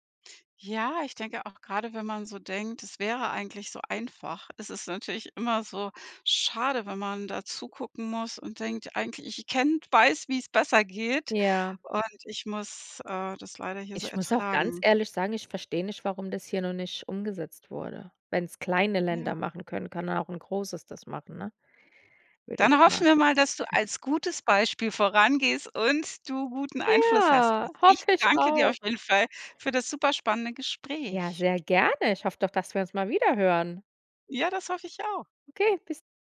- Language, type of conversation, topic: German, podcast, Wie organisierst du die Mülltrennung bei dir zu Hause?
- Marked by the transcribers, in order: stressed: "kleine"; chuckle; joyful: "Ja, hoffe ich auch"; other background noise